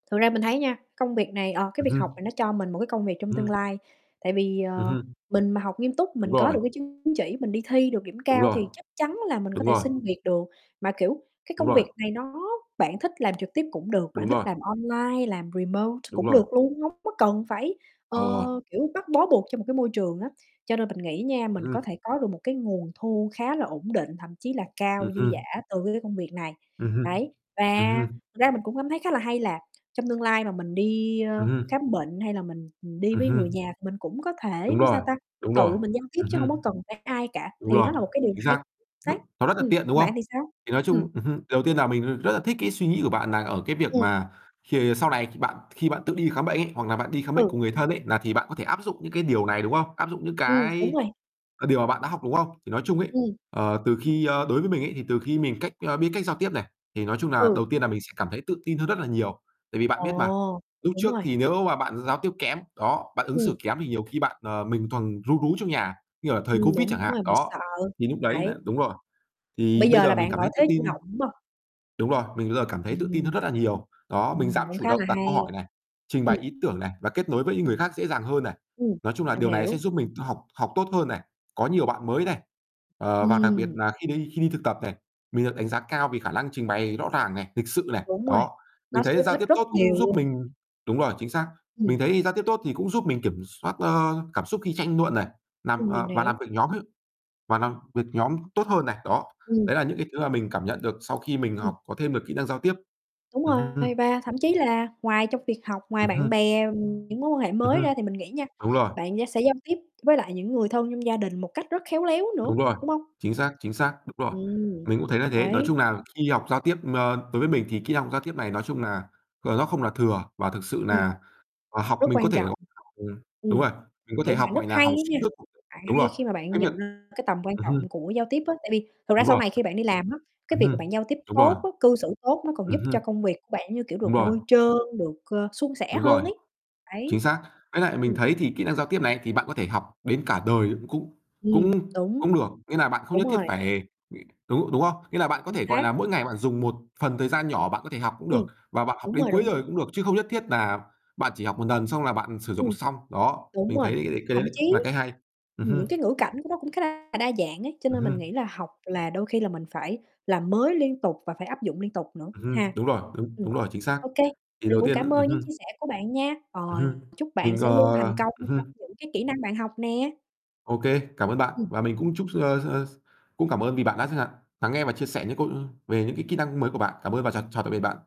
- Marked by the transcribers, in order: other background noise; tapping; distorted speech; in English: "remote"; static; other noise; mechanical hum; unintelligible speech
- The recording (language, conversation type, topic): Vietnamese, unstructured, Bạn đã từng thử học một kỹ năng mới chưa?